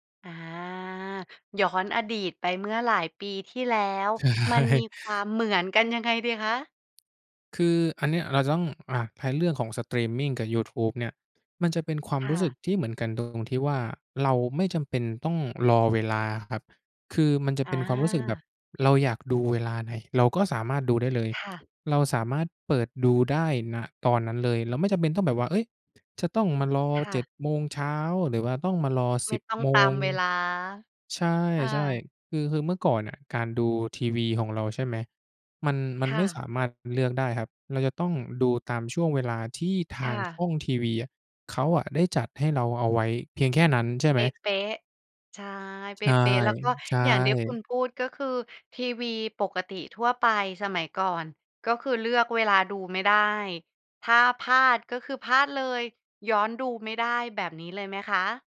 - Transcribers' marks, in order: laughing while speaking: "ใช่"
- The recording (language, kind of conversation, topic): Thai, podcast, สตรีมมิ่งเปลี่ยนพฤติกรรมการดูทีวีของคนไทยไปอย่างไรบ้าง?